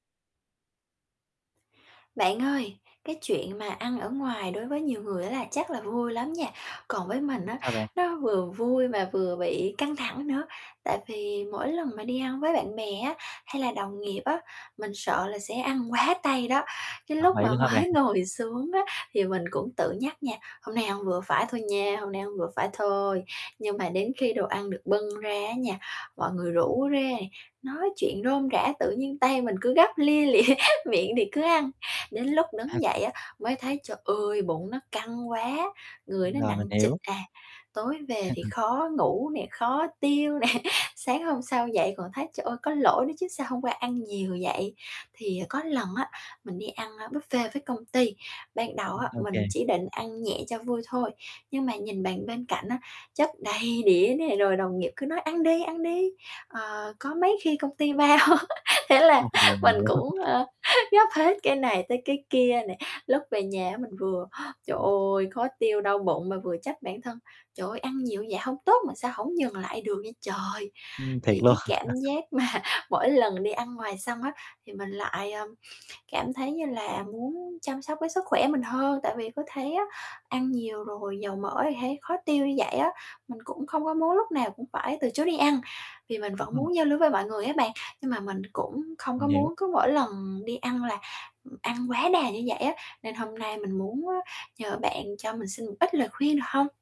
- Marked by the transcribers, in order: other background noise; laughing while speaking: "mới"; tapping; laughing while speaking: "lịa"; unintelligible speech; chuckle; laughing while speaking: "nè"; laughing while speaking: "bao"; laugh; unintelligible speech; laughing while speaking: "mà"; static; chuckle
- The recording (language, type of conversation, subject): Vietnamese, advice, Làm sao để tránh ăn quá nhiều khi đi ăn ngoài?